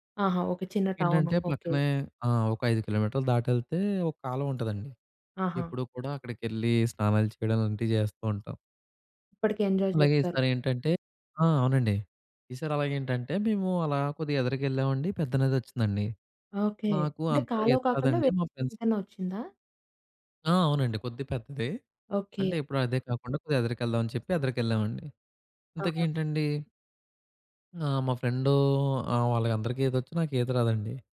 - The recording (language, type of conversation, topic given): Telugu, podcast, నది ఒడ్డున నిలిచినప్పుడు మీకు గుర్తొచ్చిన ప్రత్యేక క్షణం ఏది?
- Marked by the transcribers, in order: in English: "ఎంజాయ్"; in English: "ఫ్రెండ్స్"